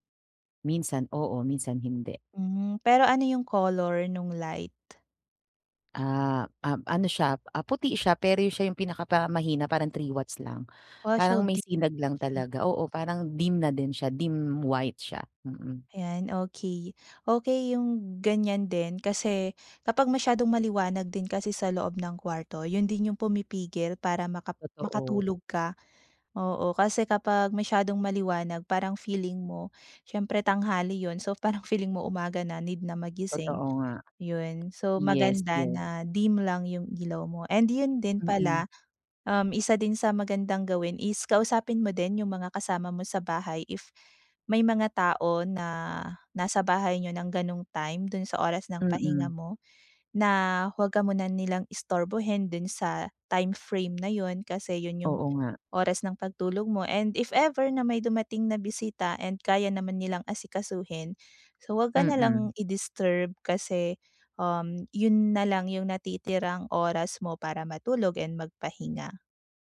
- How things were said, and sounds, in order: unintelligible speech
- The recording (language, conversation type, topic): Filipino, advice, Paano ako makakapagpahinga sa bahay kahit maraming distraksyon?